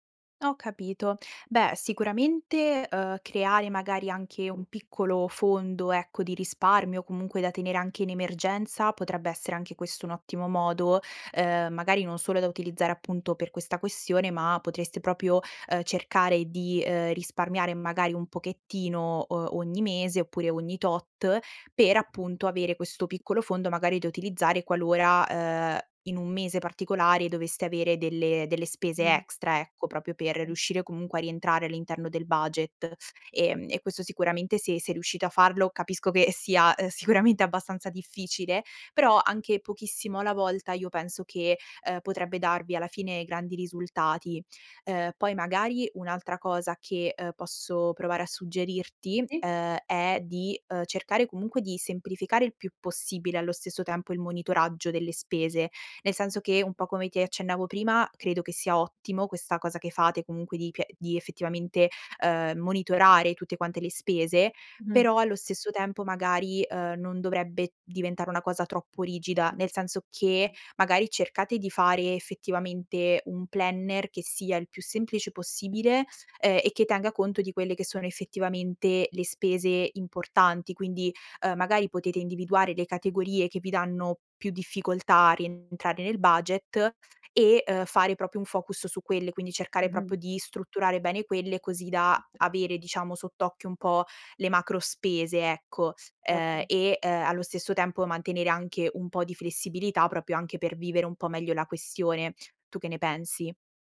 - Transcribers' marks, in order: "proprio" said as "propio"; "proprio" said as "propio"; unintelligible speech; laughing while speaking: "sicuramente"; "proprio" said as "propio"; "proprio" said as "propio"; "proprio" said as "propio"
- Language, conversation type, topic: Italian, advice, Come posso gestire meglio un budget mensile costante se faccio fatica a mantenerlo?